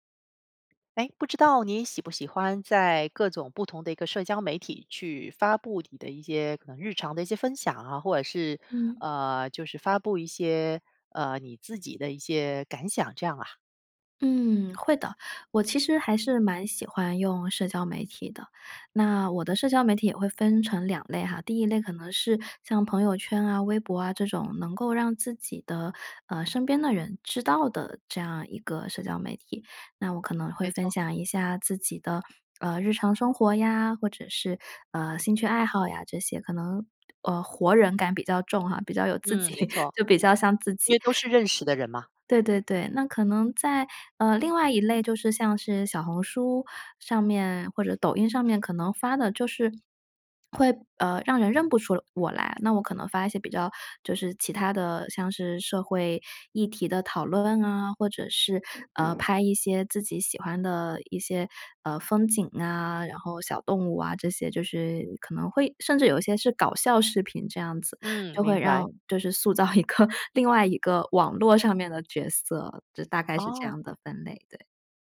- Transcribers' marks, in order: other background noise; laughing while speaking: "自己"; laughing while speaking: "一个"
- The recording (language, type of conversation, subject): Chinese, podcast, 社交媒体怎样改变你的表达？